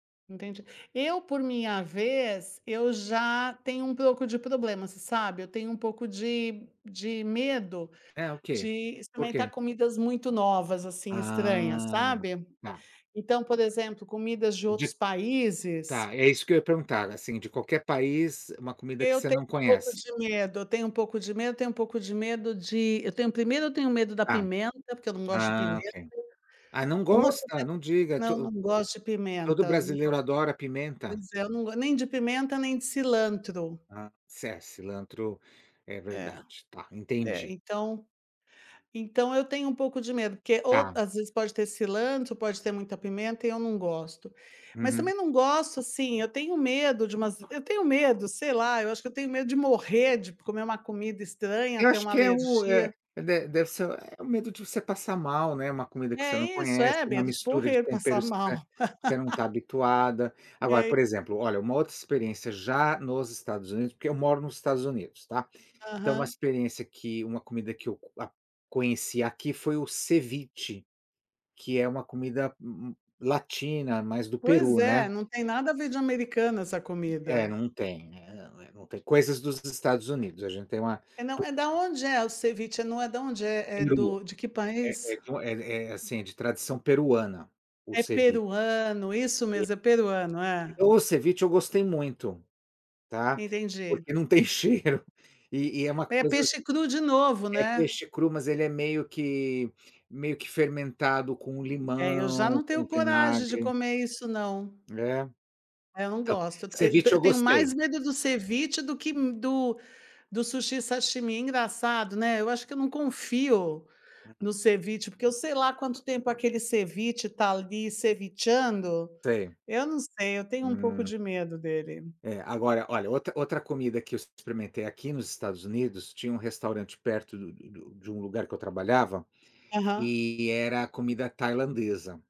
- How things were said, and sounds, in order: tapping; drawn out: "Ah"; laugh; unintelligible speech; laughing while speaking: "porque não tem cheiro"; other background noise
- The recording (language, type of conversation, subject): Portuguese, unstructured, Você já provou alguma comida que parecia estranha, mas acabou gostando?